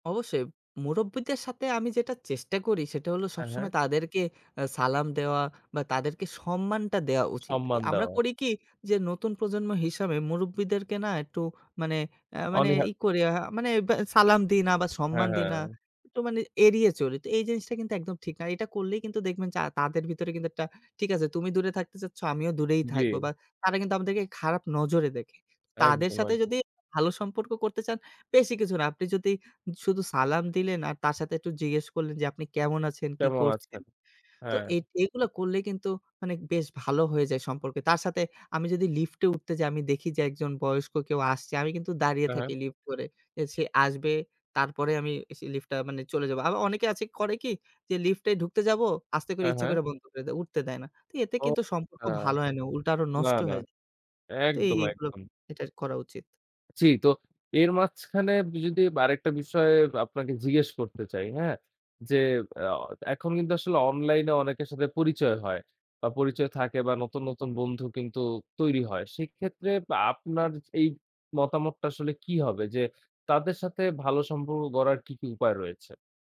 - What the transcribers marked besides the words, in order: none
- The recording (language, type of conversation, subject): Bengali, podcast, মানুষের সঙ্গে সম্পর্ক ভালো করার আপনার কৌশল কী?
- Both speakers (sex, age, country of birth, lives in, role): male, 20-24, Bangladesh, Bangladesh, host; male, 25-29, Bangladesh, Bangladesh, guest